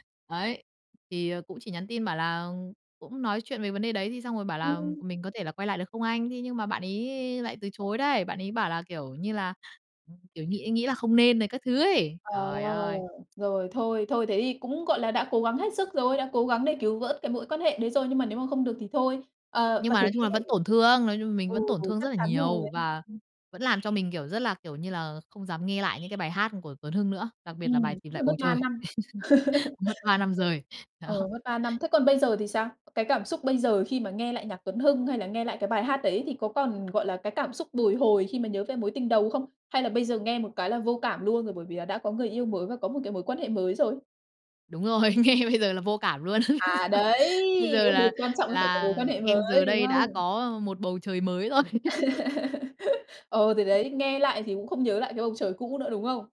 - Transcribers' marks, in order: bird; tapping; laugh; other background noise; laugh; laughing while speaking: "Đó"; laughing while speaking: "nghe"; drawn out: "đấy"; chuckle; laugh; laugh
- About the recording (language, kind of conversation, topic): Vietnamese, podcast, Có bài hát nào gắn liền với một mối tình nhớ mãi không quên không?